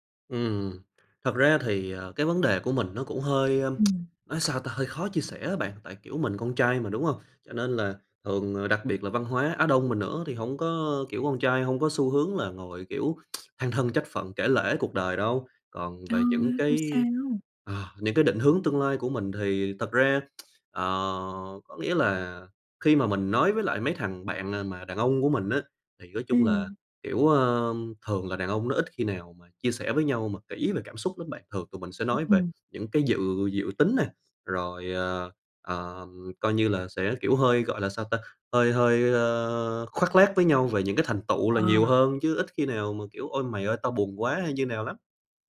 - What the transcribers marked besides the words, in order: tsk; tsk; tsk
- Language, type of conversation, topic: Vietnamese, advice, Bạn khó ngủ vì lo lắng và suy nghĩ về tương lai phải không?